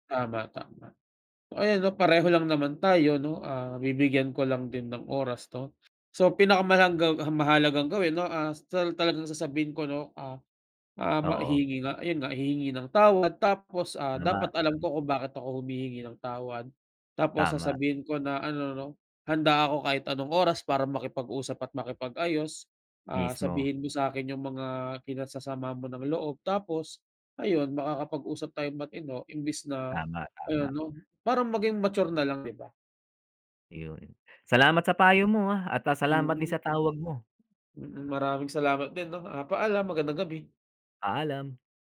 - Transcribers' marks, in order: none
- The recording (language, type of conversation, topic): Filipino, unstructured, Paano mo nilulutas ang mga tampuhan ninyo ng kaibigan mo?